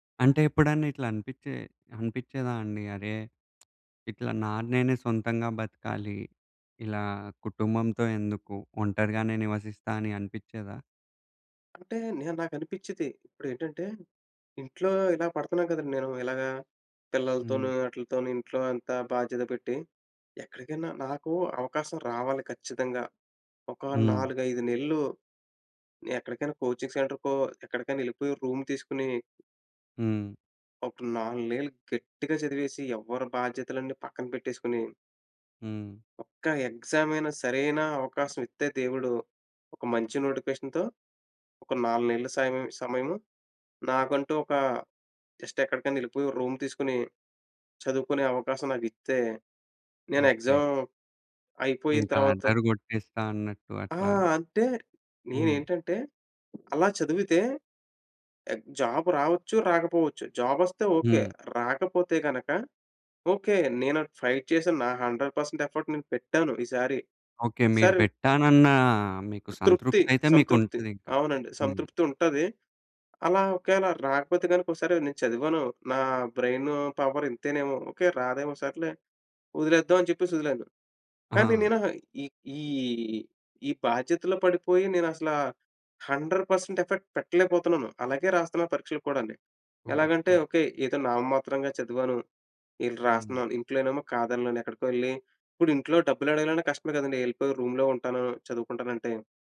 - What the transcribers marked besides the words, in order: tapping; in English: "కోచింగ్ సెంటర్‌కో"; in English: "రూమ్"; in English: "ఎగ్జామ్"; in English: "నోటిఫికేషన్‌తో"; in English: "జస్ట్"; in English: "రూమ్"; in English: "ఎగ్జామ్"; in English: "జాబ్"; in English: "జాబ్"; in English: "ఫైట్"; in English: "హండ్రెడ్ పర్సెంట్ ఎఫర్ట్"; other background noise; in English: "బ్రైన్ పవర్"; in English: "హండ్రెడ్ పర్సెంట్ ఎఫెక్ట్"; in English: "రూమ్‌లో"
- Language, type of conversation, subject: Telugu, podcast, కుటుంబ నిరీక్షణలు మీ నిర్ణయాలపై ఎలా ప్రభావం చూపించాయి?